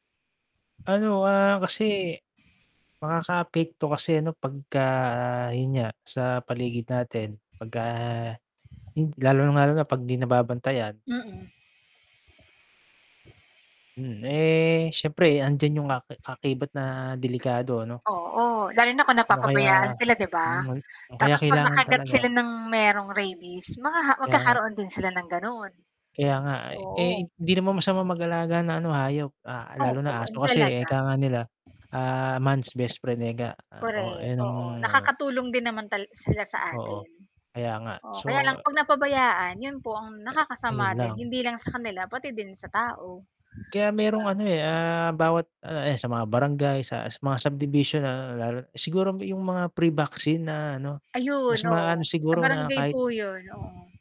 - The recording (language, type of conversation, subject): Filipino, unstructured, Ano ang mga panganib kapag hindi binabantayan ang mga aso sa kapitbahayan?
- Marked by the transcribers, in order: static; other background noise; distorted speech; wind